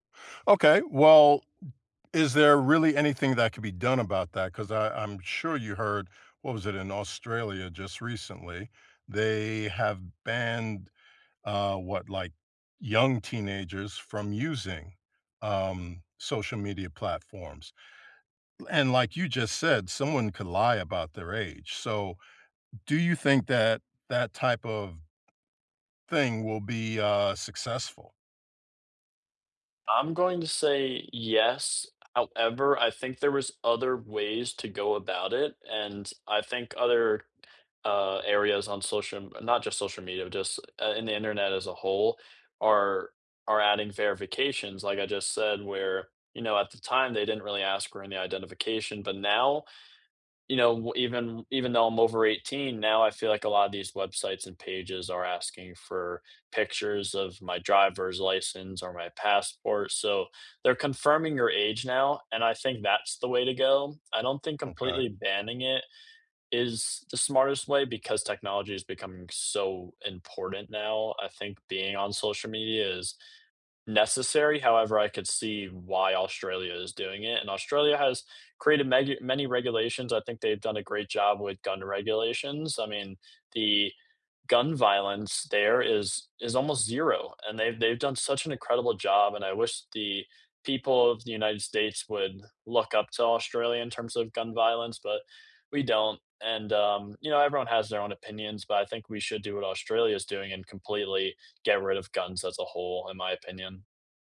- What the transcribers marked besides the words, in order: tapping
- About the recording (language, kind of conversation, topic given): English, unstructured, How do you feel about the role of social media in news today?
- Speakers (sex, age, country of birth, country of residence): male, 20-24, United States, United States; male, 60-64, United States, United States